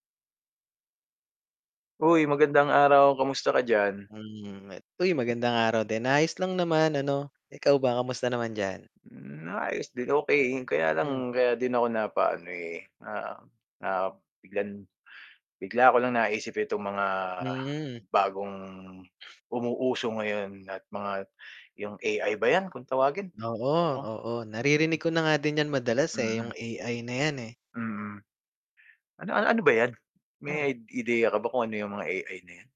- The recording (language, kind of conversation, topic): Filipino, unstructured, Sa palagay mo, tama bang gamitin ang artipisyal na intelihensiya upang palitan ang mga manggagawa?
- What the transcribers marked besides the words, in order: unintelligible speech; static; tapping; cough; cough